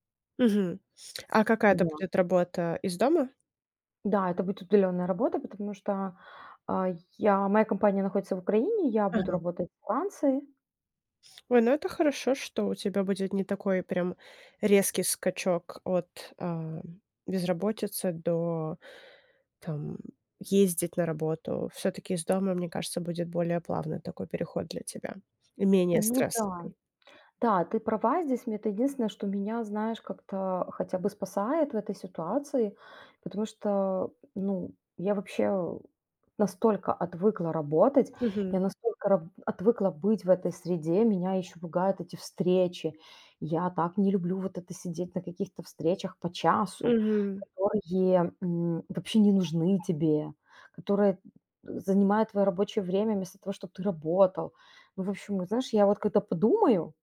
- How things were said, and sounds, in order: other background noise; tapping
- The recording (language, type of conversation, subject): Russian, advice, Как справиться с неуверенностью при возвращении к привычному рабочему ритму после отпуска?